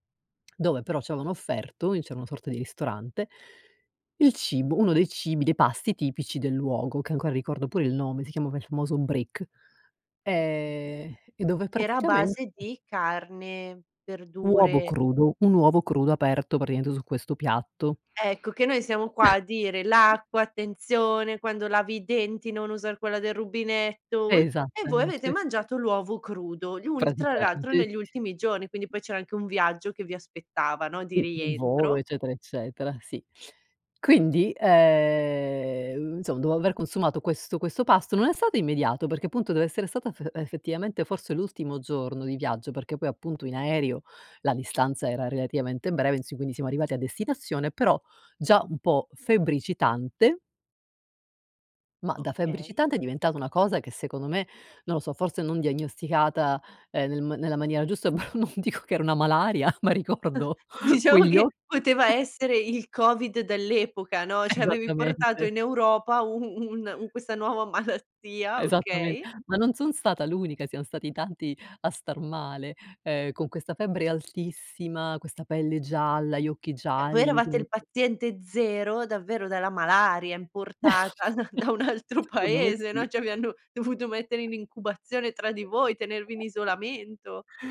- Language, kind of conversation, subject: Italian, podcast, Qual è stata la tua peggiore disavventura in vacanza?
- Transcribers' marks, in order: chuckle; "Esattamente" said as "esattaentee"; "Praticamente" said as "praticaente"; other background noise; "aereo" said as "aerio"; laughing while speaking: "però non dico che era una malaria ma ricordo quegli o"; chuckle; laughing while speaking: "Esattamente"; unintelligible speech; chuckle; laughing while speaking: "da un altro paese, no"; laugh